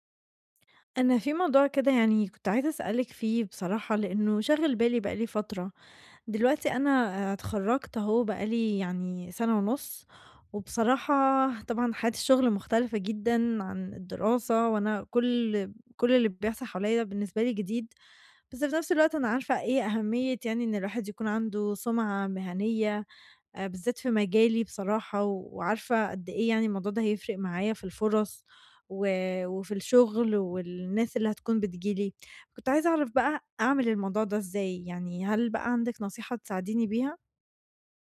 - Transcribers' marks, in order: none
- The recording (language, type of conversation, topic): Arabic, advice, إزاي أبدأ أبني سمعة مهنية قوية في شغلي؟